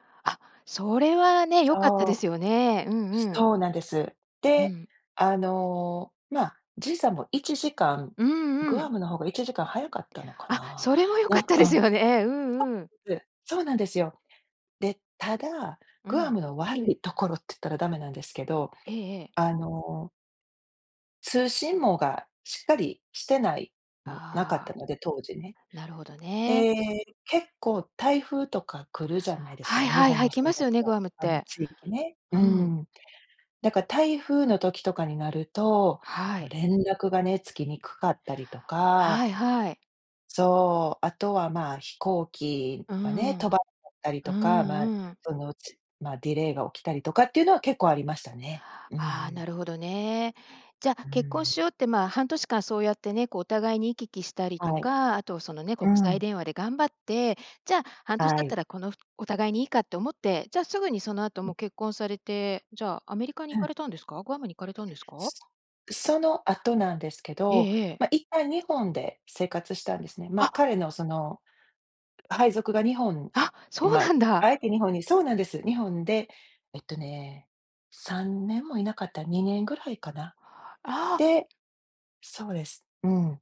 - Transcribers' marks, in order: in English: "ディレイ"; tapping
- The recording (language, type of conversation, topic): Japanese, podcast, 誰かとの出会いで人生が変わったことはありますか？